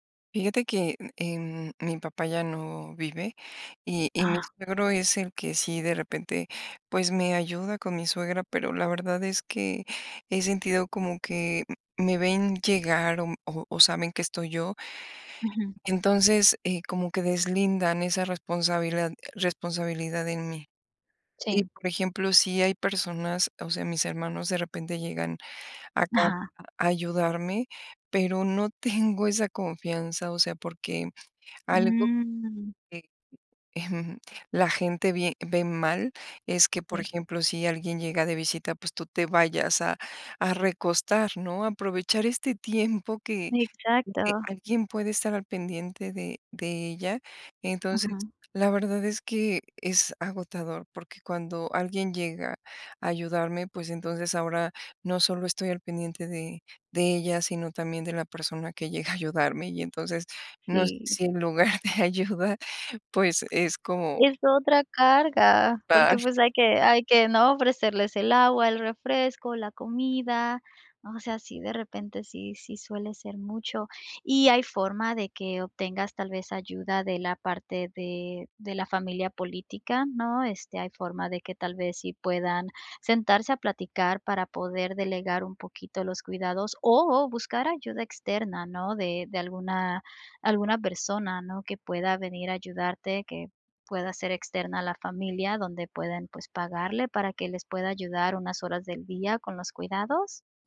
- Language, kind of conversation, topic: Spanish, advice, ¿Cómo puedo manejar la soledad y la falta de apoyo emocional mientras me recupero del agotamiento?
- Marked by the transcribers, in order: other background noise; chuckle; laughing while speaking: "en lugar de ayuda"